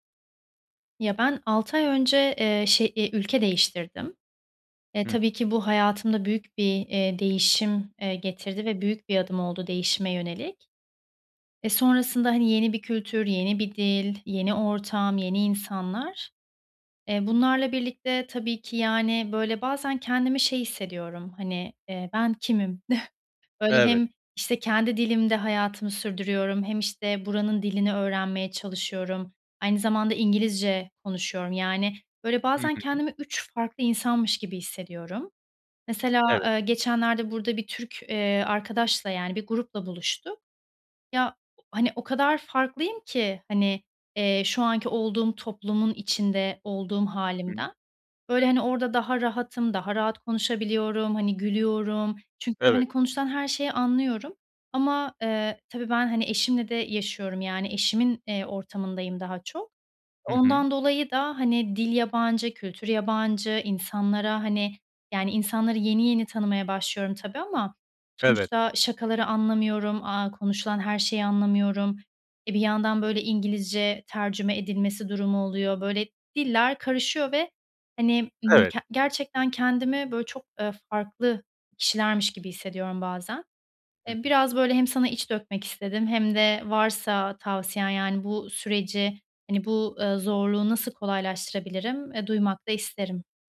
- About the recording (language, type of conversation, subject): Turkish, advice, Büyük bir hayat değişikliğinden sonra kimliğini yeniden tanımlamakta neden zorlanıyorsun?
- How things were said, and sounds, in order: tapping; chuckle; other background noise